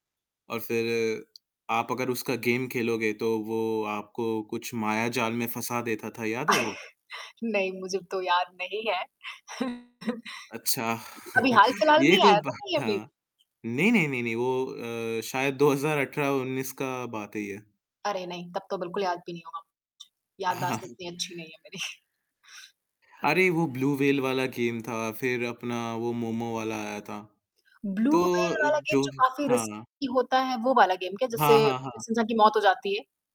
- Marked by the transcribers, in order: tapping; in English: "गेम"; static; chuckle; laugh; chuckle; distorted speech; laughing while speaking: "हाँ"; chuckle; in English: "गेम"; in English: "गेम"; in English: "रिस्की"; in English: "गेम"; unintelligible speech
- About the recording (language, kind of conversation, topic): Hindi, podcast, आपकी किसी एक दोस्ती की शुरुआत कैसे हुई और उससे जुड़ा कोई यादगार किस्सा क्या है?
- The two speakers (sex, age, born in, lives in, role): female, 20-24, India, India, host; male, 20-24, India, India, guest